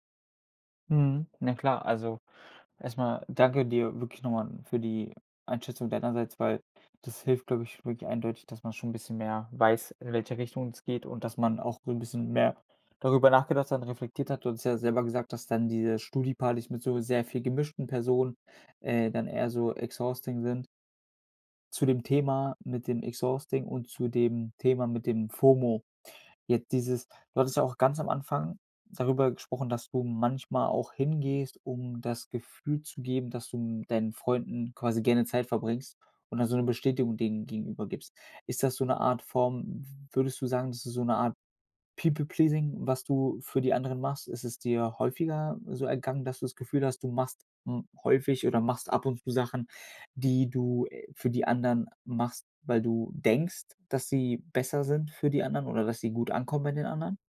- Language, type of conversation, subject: German, advice, Wie kann ich bei Partys und Feiertagen weniger erschöpft sein?
- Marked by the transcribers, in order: in English: "exhausting"; in English: "exhausting"; in English: "People Pleasing"